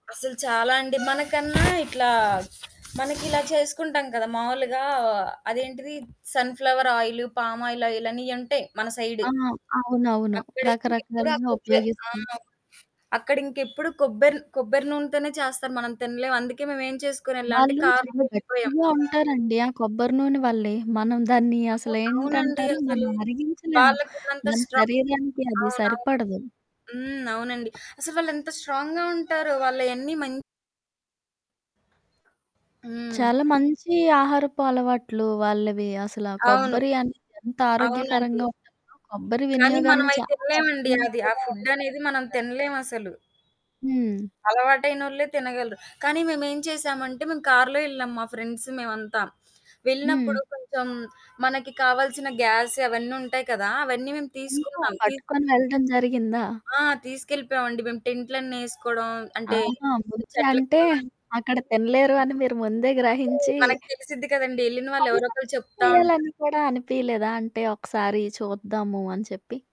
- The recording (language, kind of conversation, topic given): Telugu, podcast, ప్రకృతి మీకు శాంతిని అందించిన అనుభవం ఏమిటి?
- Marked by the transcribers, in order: other background noise; in English: "సన్ ఫ్లవర్"; static; horn; in English: "స్ట్రాంగ్"; in English: "స్ట్రాంగ్‌గా"; distorted speech; unintelligible speech; in English: "ఫ్రెండ్స్"; in English: "ట్రై"